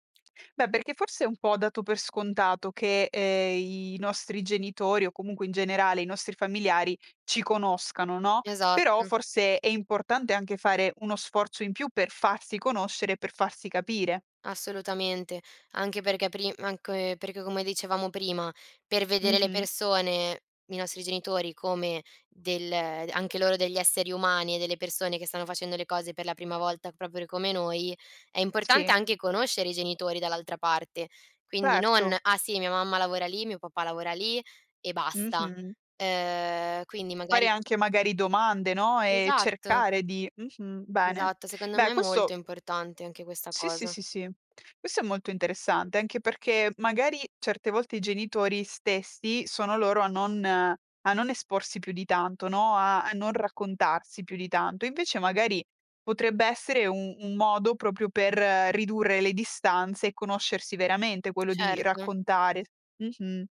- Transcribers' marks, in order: "proprio" said as "propio"
- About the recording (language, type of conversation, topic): Italian, podcast, Come si costruisce la fiducia tra i membri della famiglia?